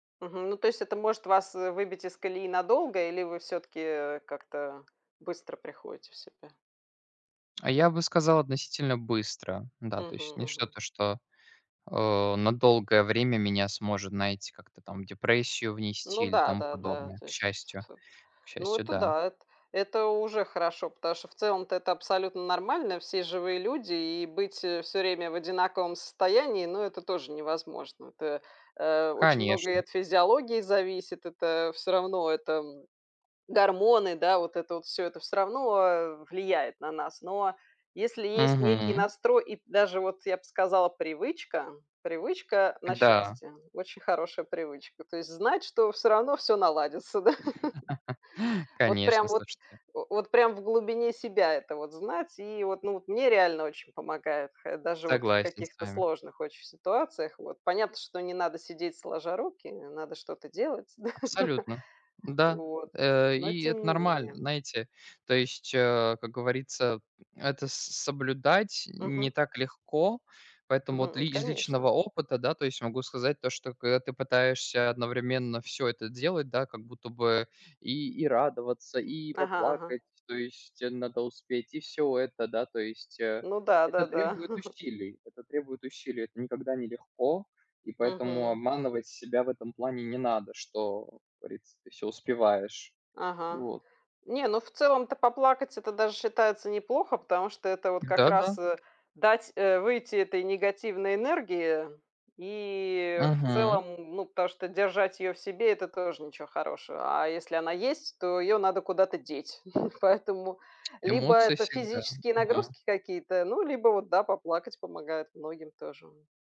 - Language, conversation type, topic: Russian, unstructured, Как ты понимаешь слово «счастье»?
- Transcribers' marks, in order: tapping; laugh; laughing while speaking: "да"; chuckle; laugh; chuckle; chuckle